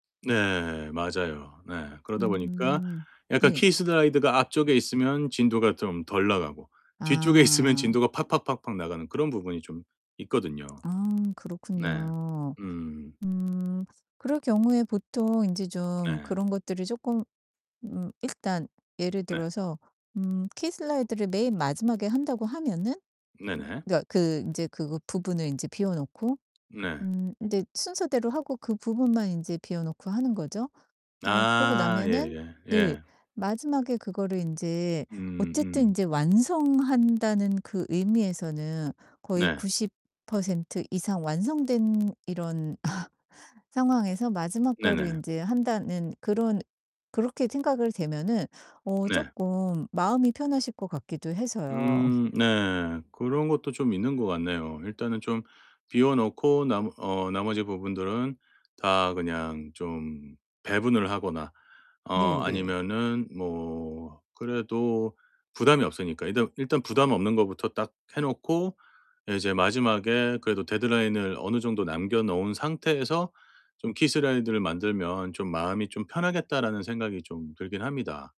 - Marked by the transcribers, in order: distorted speech; laughing while speaking: "있으면"; other background noise; tapping; laugh; laugh
- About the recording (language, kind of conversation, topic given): Korean, advice, 시간이 부족할 때 어떤 작업을 먼저 해야 할까요?